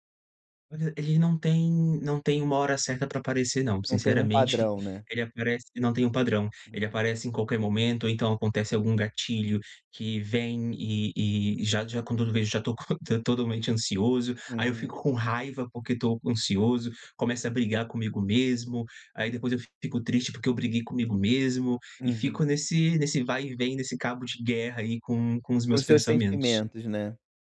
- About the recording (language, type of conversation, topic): Portuguese, advice, Como posso responder com autocompaixão quando minha ansiedade aumenta e me assusta?
- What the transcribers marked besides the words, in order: unintelligible speech; laugh